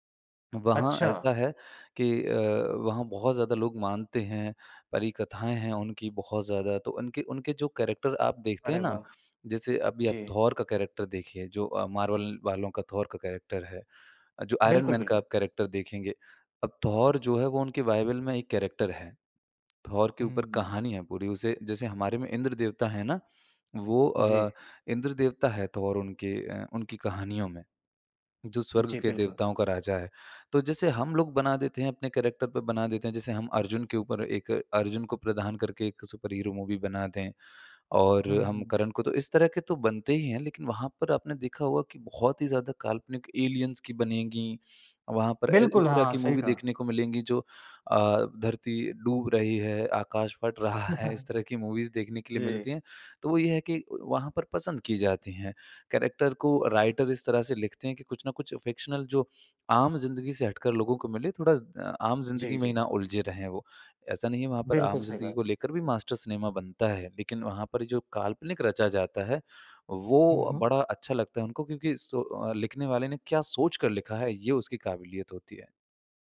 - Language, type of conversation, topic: Hindi, podcast, किस फिल्म ने आपको असल ज़िंदगी से कुछ देर के लिए भूलाकर अपनी दुनिया में खो जाने पर मजबूर किया?
- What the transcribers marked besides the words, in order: in English: "कैरेक्टर"; in English: "कैरेक्टर"; in English: "कैरेक्टर"; in English: "आयरन मैन"; in English: "कैरेक्टर"; "बाइबल" said as "वाइवल"; in English: "कैरेक्टर"; in English: "कैरेक्टर"; in English: "सुपर हीरो मूवी"; in English: "एलियंस"; in English: "मूवी"; laughing while speaking: "रहा है"; in English: "मूवीज़"; chuckle; in English: "कैरेक्टर"; in English: "राइटर"; in English: "फिक्शनल"; in English: "मास्टर सिनेमा"